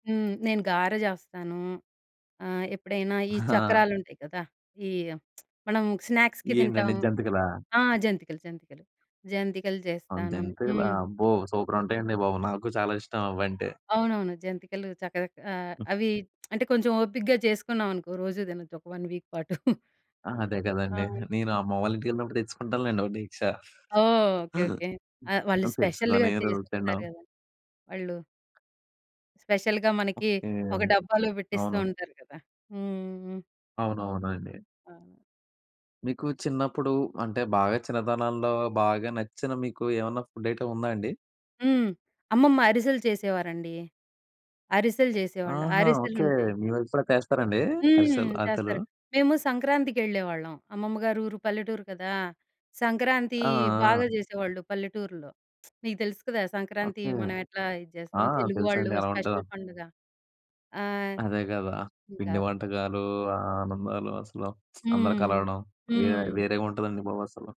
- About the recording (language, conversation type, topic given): Telugu, podcast, మీ ఇంట్లో ప్రతిసారి తప్పనిసరిగా వండే ప్రత్యేక వంటకం ఏది?
- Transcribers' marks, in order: other background noise; laughing while speaking: "ఆ!"; lip smack; in English: "స్నాక్స్‌కి"; lip smack; in English: "వన్ వీక్"; giggle; tapping; chuckle; in English: "స్పెషల్‌గా"; in English: "స్పెషల్‌గా"; in English: "ఫుడ్ ఐటెమ్"; lip smack; in English: "స్పెషల్"; lip smack